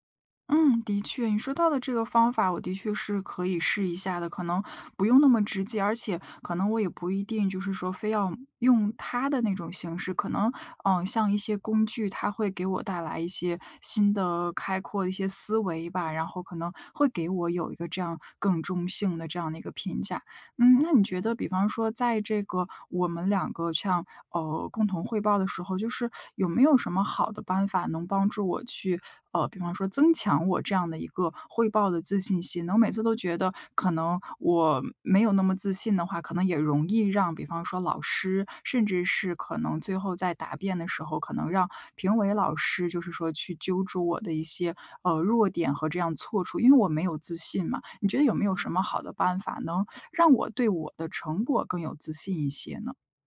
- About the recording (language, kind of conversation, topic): Chinese, advice, 你通常在什么情况下会把自己和别人比较，这种比较又会如何影响你的创作习惯？
- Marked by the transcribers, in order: none